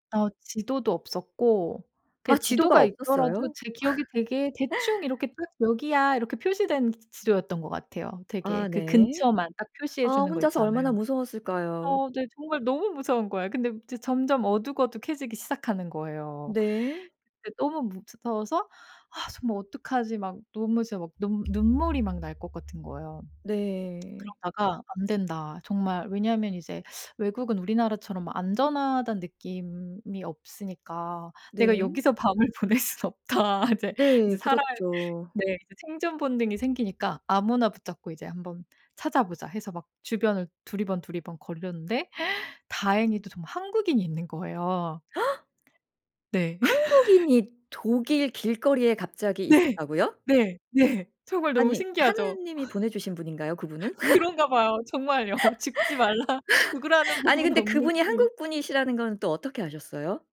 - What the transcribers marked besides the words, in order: laugh; other background noise; laughing while speaking: "보낼 수는 없다.' 이제"; gasp; gasp; anticipating: "한국인이 독일 길거리에 갑자기 있었다고요?"; laugh; laugh; laughing while speaking: "그런가 봐요. 정말요. 죽지 말라 죽으라는 법은 없는지"; laugh
- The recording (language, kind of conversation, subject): Korean, podcast, 여행 중 가장 큰 실수는 뭐였어?